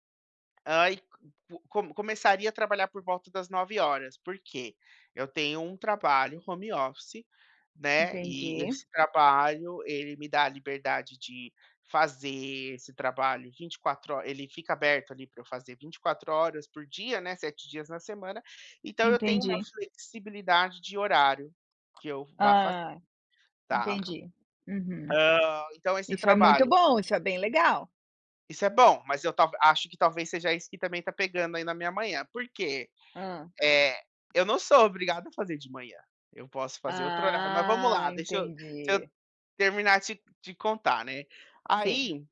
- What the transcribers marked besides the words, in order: tapping; in English: "home office"; drawn out: "Ah"
- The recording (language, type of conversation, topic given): Portuguese, advice, Como posso me sentir mais motivado de manhã quando acordo sem energia?